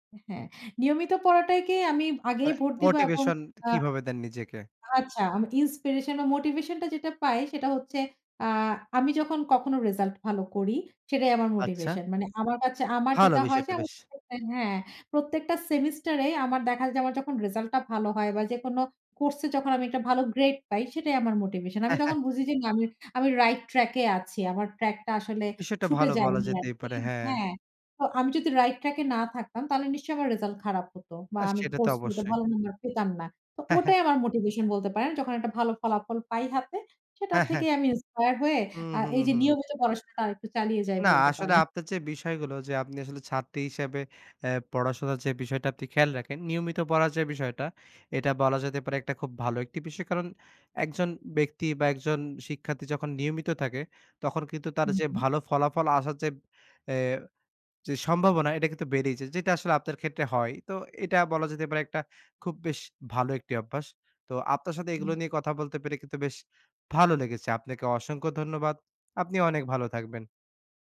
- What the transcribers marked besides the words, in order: unintelligible speech; chuckle; chuckle
- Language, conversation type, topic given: Bengali, podcast, ছাত্র হিসেবে তুমি কি পরীক্ষার আগে রাত জেগে পড়তে বেশি পছন্দ করো, নাকি নিয়মিত রুটিন মেনে পড়াশোনা করো?